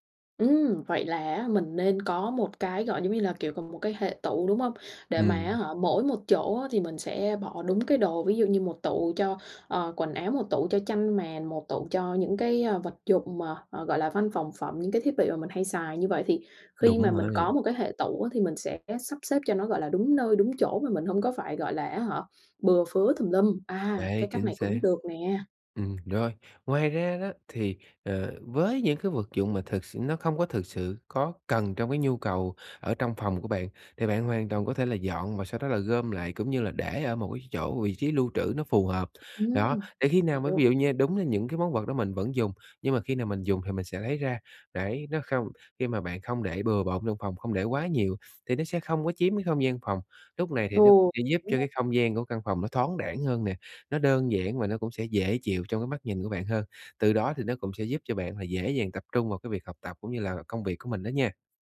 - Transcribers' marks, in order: tapping; other background noise
- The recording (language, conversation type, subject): Vietnamese, advice, Làm thế nào để duy trì thói quen dọn dẹp mỗi ngày?